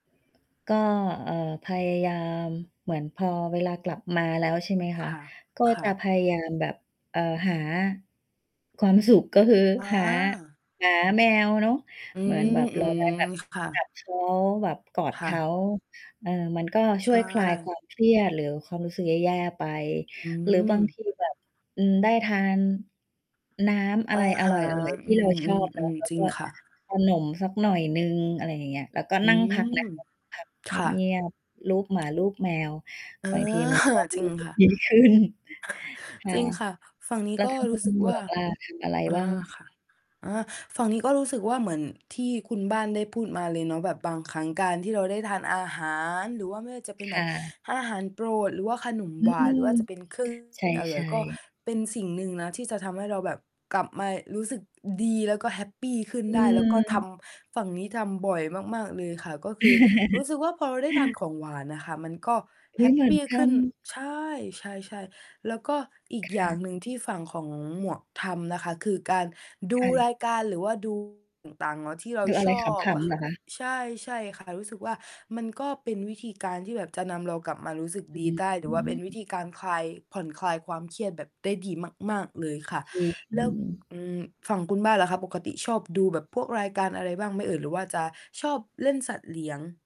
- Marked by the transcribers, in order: mechanical hum; other background noise; distorted speech; chuckle; laughing while speaking: "ขึ้น"; chuckle; background speech; chuckle; static
- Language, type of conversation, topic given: Thai, unstructured, อะไรทำให้คุณยังยิ้มได้แม้ในวันที่รู้สึกแย่?